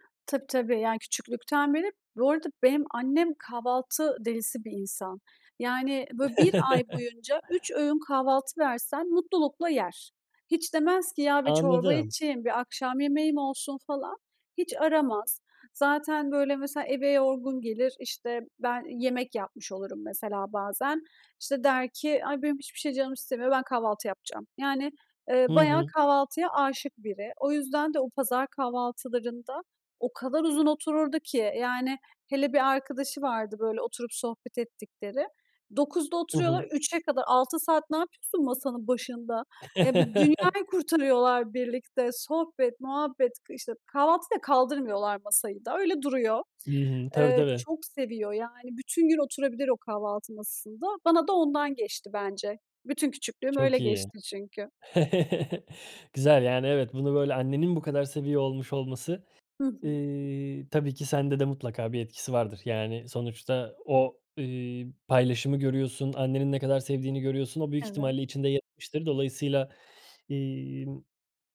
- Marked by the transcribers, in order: chuckle; laugh; chuckle; other background noise; tapping
- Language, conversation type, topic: Turkish, podcast, Kahvaltı senin için nasıl bir ritüel, anlatır mısın?